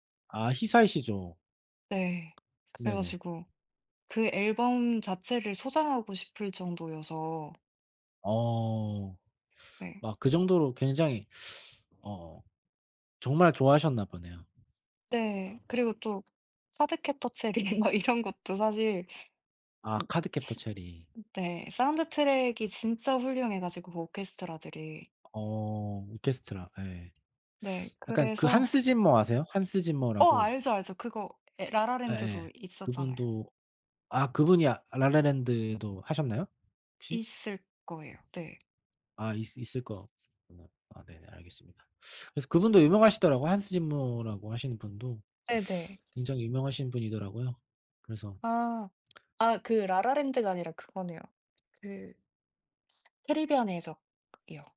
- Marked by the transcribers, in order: tapping; other background noise; laughing while speaking: "체리 막 이런 것도"
- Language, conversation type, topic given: Korean, unstructured, 영화를 보다가 울거나 웃었던 기억이 있나요?